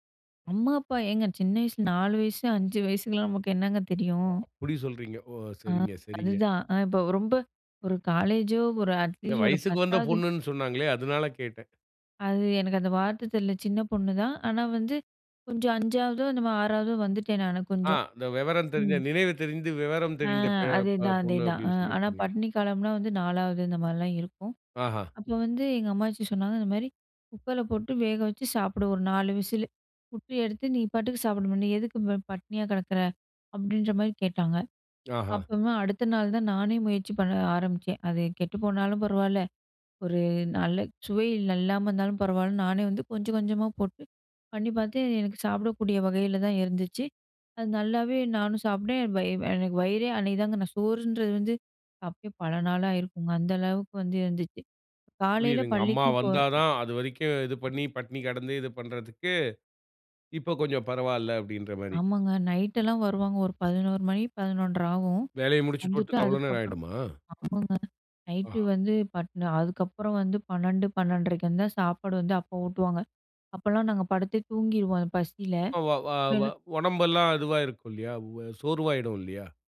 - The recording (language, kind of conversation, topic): Tamil, podcast, புதிய விஷயங்கள் கற்றுக்கொள்ள உங்களைத் தூண்டும் காரணம் என்ன?
- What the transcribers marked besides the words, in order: tapping; in English: "அட்லீஸ்ட்"; other background noise; other noise; unintelligible speech